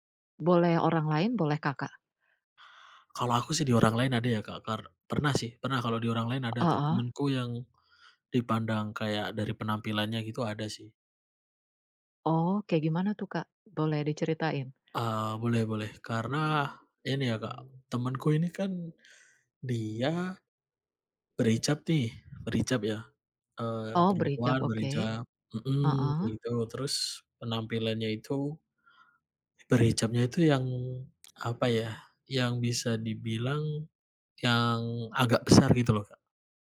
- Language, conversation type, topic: Indonesian, unstructured, Apa yang kamu rasakan ketika orang menilai seseorang hanya dari penampilan?
- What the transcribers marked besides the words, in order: other background noise